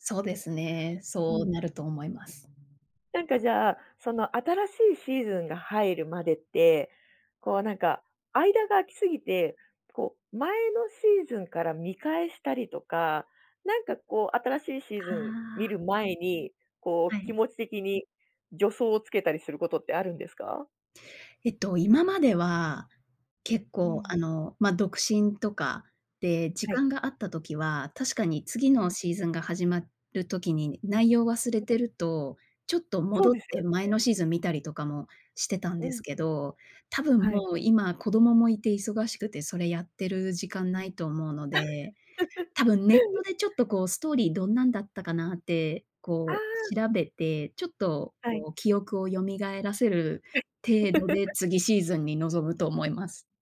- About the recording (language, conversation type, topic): Japanese, podcast, 最近ハマっているドラマは、どこが好きですか？
- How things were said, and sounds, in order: other background noise; unintelligible speech; laugh; laugh